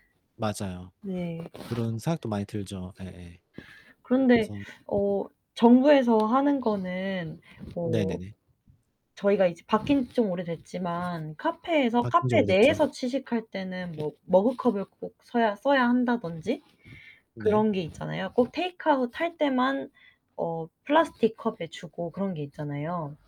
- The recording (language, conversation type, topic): Korean, unstructured, 자연을 보호하는 가장 쉬운 방법은 무엇일까요?
- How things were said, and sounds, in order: other background noise; tapping; static; distorted speech